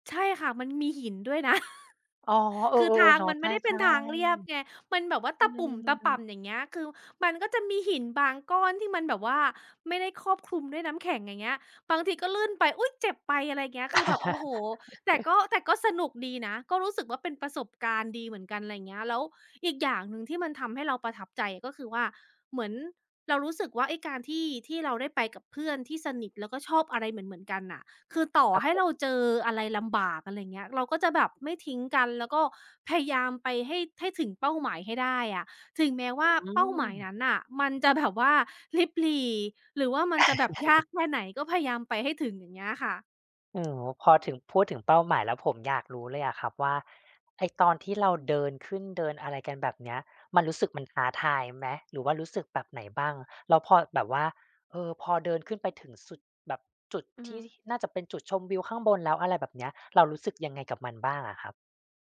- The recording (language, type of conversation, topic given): Thai, podcast, ทริปเดินป่าที่ประทับใจที่สุดของคุณเป็นอย่างไร?
- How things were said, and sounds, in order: laughing while speaking: "นะ"; other background noise; laugh; tapping; chuckle